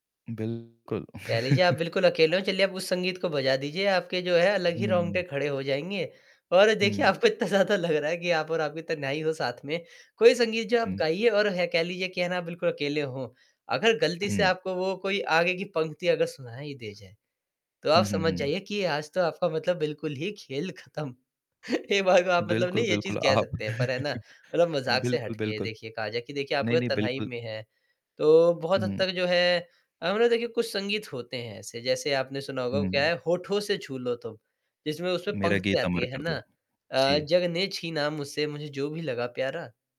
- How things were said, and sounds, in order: distorted speech; static; chuckle; laughing while speaking: "इतना ज़्यादा"; chuckle; chuckle
- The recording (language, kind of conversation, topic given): Hindi, podcast, जब आप उदास थे, तब किस गाने ने आपको सांत्वना दी?